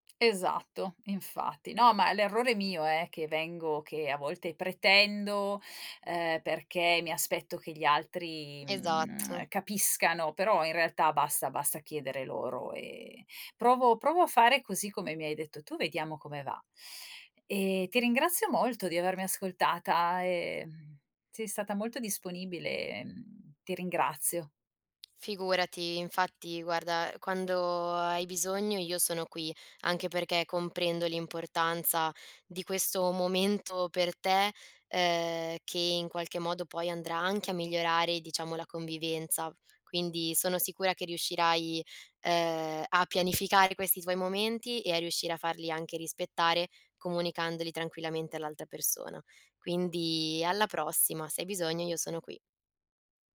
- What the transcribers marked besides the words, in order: other background noise; tongue click; tapping
- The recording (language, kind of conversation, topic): Italian, advice, Come posso rilassarmi a casa quando vengo continuamente interrotto?